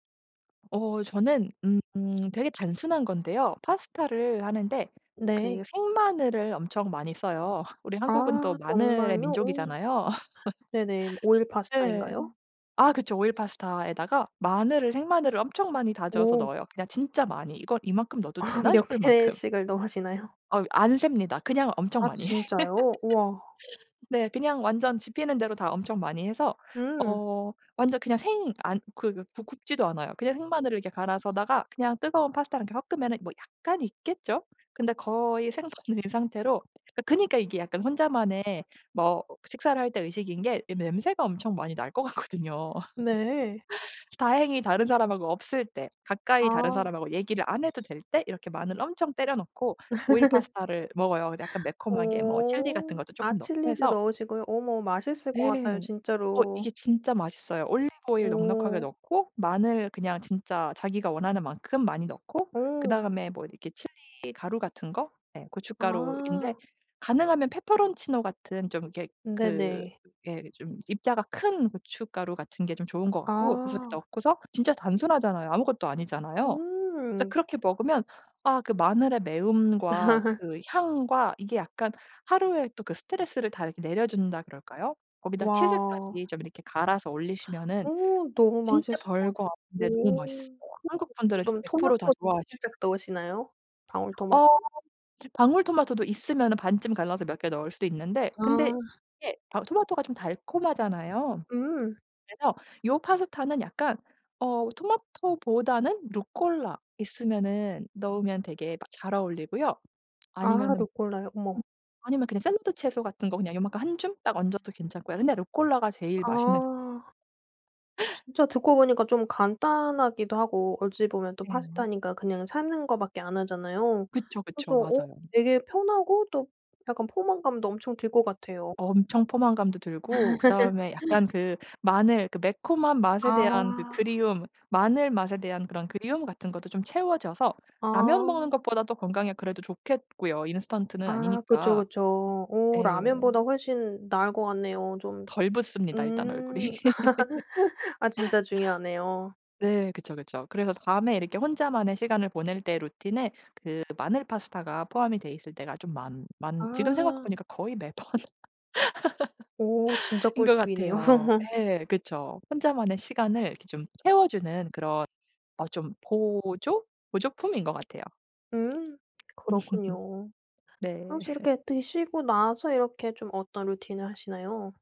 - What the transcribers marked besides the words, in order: laugh; laugh; laughing while speaking: "아 몇 개씩을 넣으시나요?"; laugh; tapping; other background noise; laughing while speaking: "같거든요"; laugh; laugh; laugh; unintelligible speech; laugh; laugh; laughing while speaking: "매번"; laugh; laugh
- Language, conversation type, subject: Korean, podcast, 집에서 혼자만의 시간을 어떻게 보내면 좋을까요?